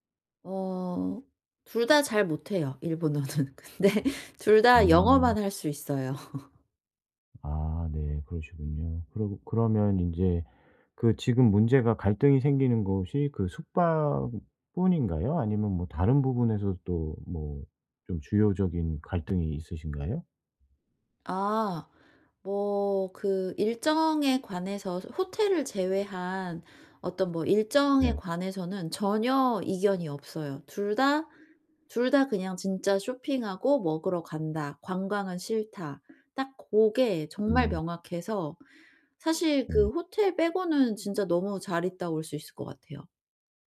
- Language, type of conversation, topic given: Korean, advice, 여행 예산을 정하고 예상 비용을 지키는 방법
- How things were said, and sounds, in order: laughing while speaking: "일본어는. 근데"; laugh; other background noise